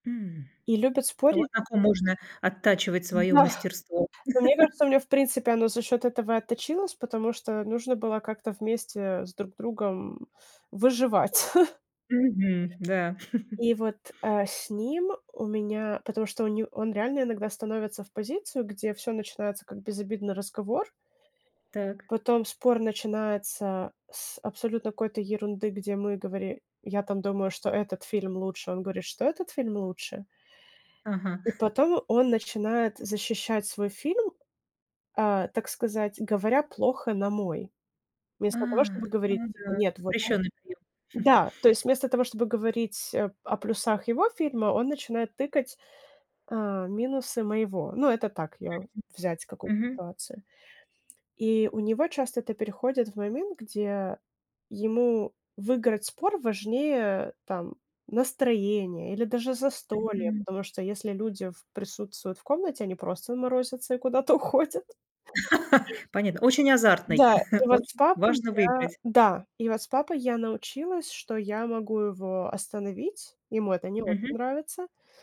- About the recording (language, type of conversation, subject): Russian, podcast, Как слушать партнёра во время серьёзного конфликта?
- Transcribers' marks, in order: chuckle; chuckle; other background noise; chuckle; chuckle; tapping; chuckle; "морозятся" said as "наросятся"; laugh; chuckle